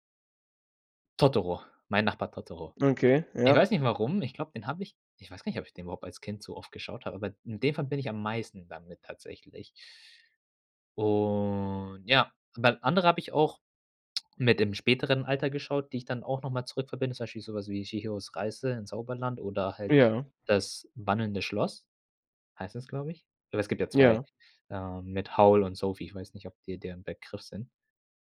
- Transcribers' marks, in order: none
- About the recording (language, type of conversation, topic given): German, podcast, Welche Filme schaust du dir heute noch aus nostalgischen Gründen an?